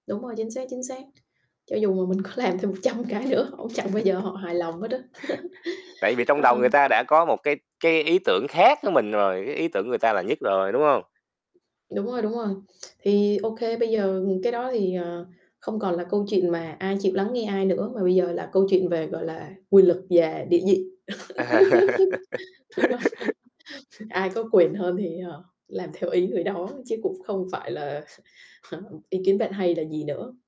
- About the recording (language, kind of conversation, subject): Vietnamese, unstructured, Bạn nghĩ sao về việc nhiều người không chịu lắng nghe những ý kiến khác?
- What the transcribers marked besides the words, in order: tapping; laughing while speaking: "có làm thêm một trăm cái nữa họ cũng chẳng bao giờ"; chuckle; other background noise; chuckle; laugh; chuckle; chuckle